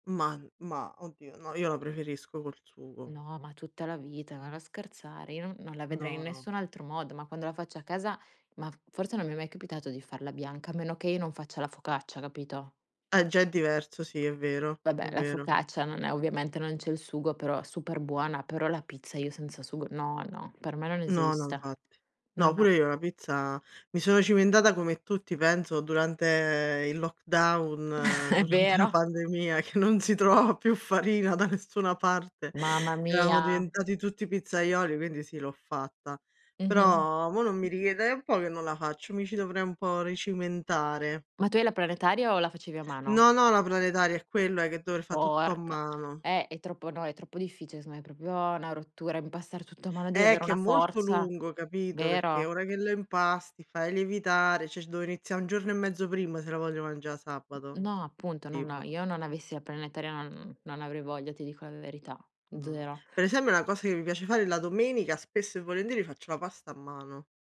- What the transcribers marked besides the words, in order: "infatti" said as "nfatti"; in English: "lockdown"; laughing while speaking: "durante la pandemia che non si trovava più farina da nessuna parte"; chuckle; inhale; other background noise; "cioè" said as "ceh"
- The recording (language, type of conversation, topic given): Italian, unstructured, Come ti senti quando cucini per le persone a cui vuoi bene?